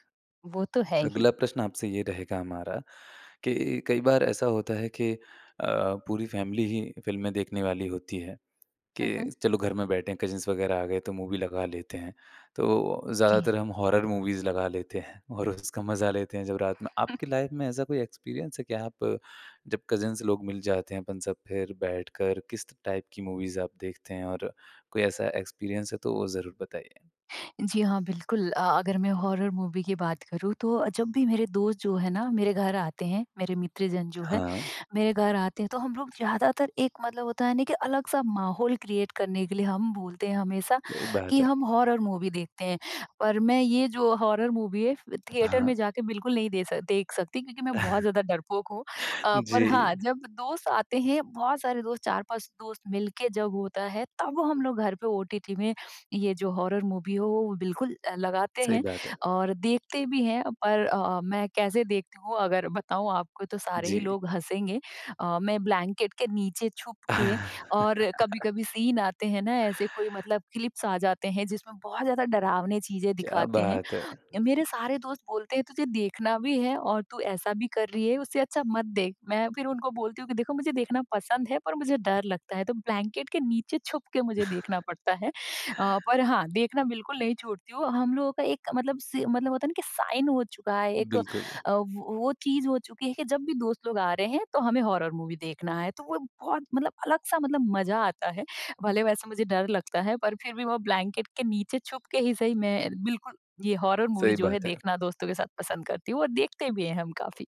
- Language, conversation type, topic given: Hindi, podcast, आप थिएटर में फिल्म देखना पसंद करेंगे या घर पर?
- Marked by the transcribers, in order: in English: "फैमिली"; in English: "फ़िल्में"; in English: "कज़िन्स"; in English: "मूवी"; in English: "हॉरर मूवीज़"; in English: "लाइफ़"; other background noise; chuckle; in English: "एक्सपीरियंस"; in English: "कज़िन्स"; in English: "टाइप"; in English: "मूवीज़"; in English: "एक्सपीरियंस"; in English: "हॉरर मूवी"; in English: "क्रिएट"; in English: "हॉरर मूवी"; in English: "हॉरर मूवी"; in English: "थिएटर"; chuckle; in English: "ओटीटी"; in English: "हॉरर मूवी"; in English: "ब्लैंकेट"; in English: "सीन"; laugh; in English: "क्लिप्स"; in English: "ब्लैंकेट"; laugh; in English: "साइन"; in English: "हॉरर मूवी"; in English: "ब्लैंकेट"; in English: "हॉरर मूवी"